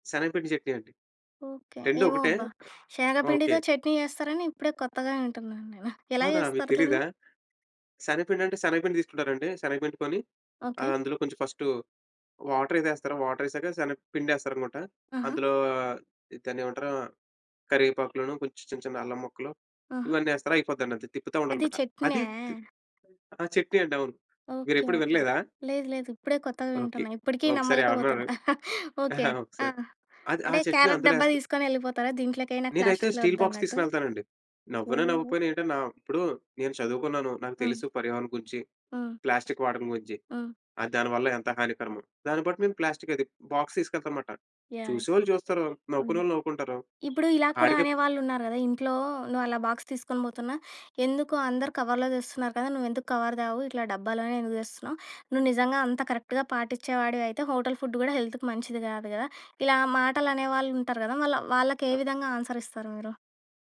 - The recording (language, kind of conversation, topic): Telugu, podcast, ప్లాస్టిక్ వినియోగం తగ్గించేందుకు ఏ చిన్న మార్పులు చేయవచ్చు?
- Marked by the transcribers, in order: other background noise; scoff; chuckle; in English: "స్టీల్ బాక్స్"; in English: "బాక్స్"; in English: "బాక్స్"; in English: "కవర్‌లో"; in English: "కవర్"; in English: "కరెక్ట్‌గా"; in English: "హోటల్ ఫుడ్"; in English: "హెల్త్‌కు"